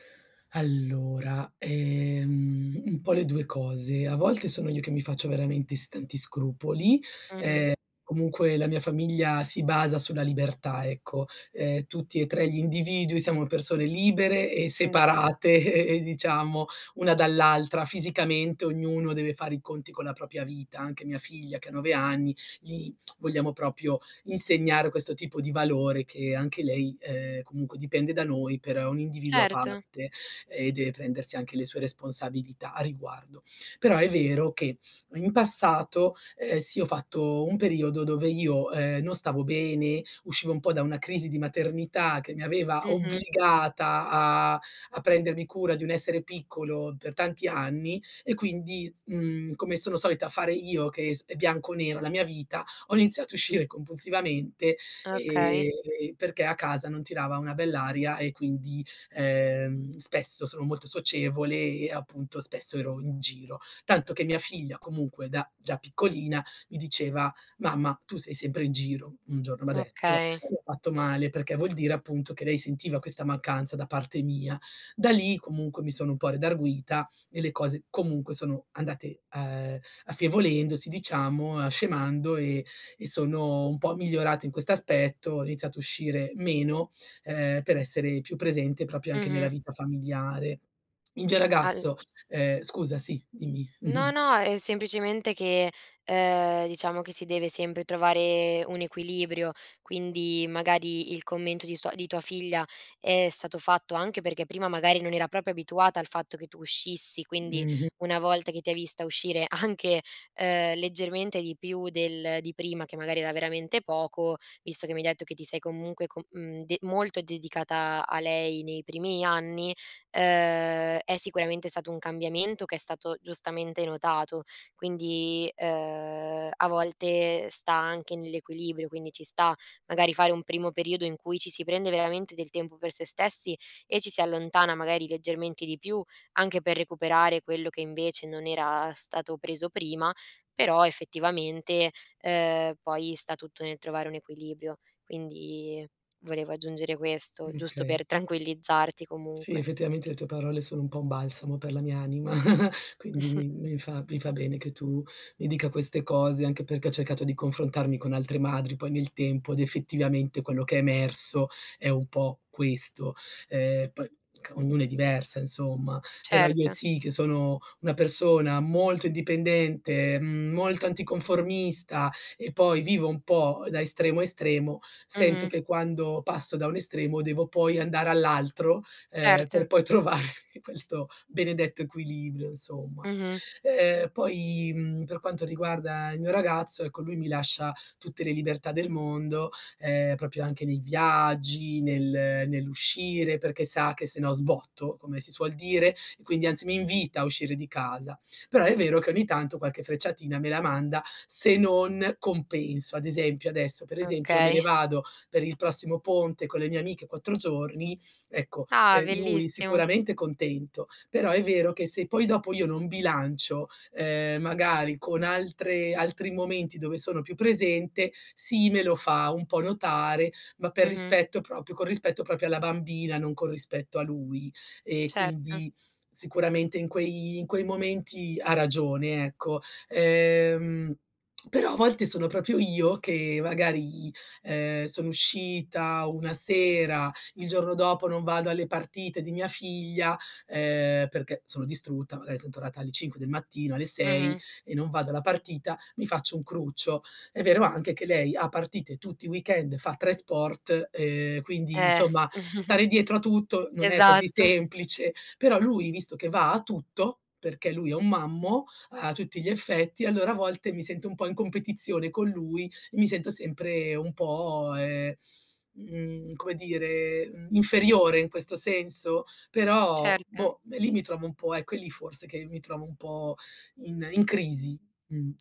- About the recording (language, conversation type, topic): Italian, advice, Come descriveresti il senso di colpa che provi quando ti prendi del tempo per te?
- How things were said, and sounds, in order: laughing while speaking: "separate"; "propria" said as "propia"; lip smack; "proprio" said as "propio"; laughing while speaking: "uscire"; "proprio" said as "propio"; "proprio" said as "propio"; laughing while speaking: "anche"; "okay" said as "kay"; snort; laugh; laughing while speaking: "trovare"; "proprio" said as "propio"; "proprio" said as "propio"; "proprio" said as "propio"; lip smack; "proprio" said as "propio"; chuckle